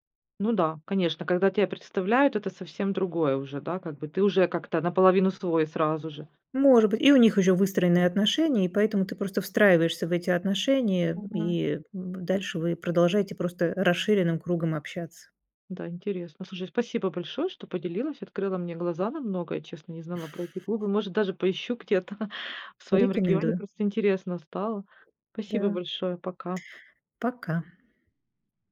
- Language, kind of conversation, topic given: Russian, podcast, Как понять, что ты наконец нашёл своё сообщество?
- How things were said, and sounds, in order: tapping; chuckle; other background noise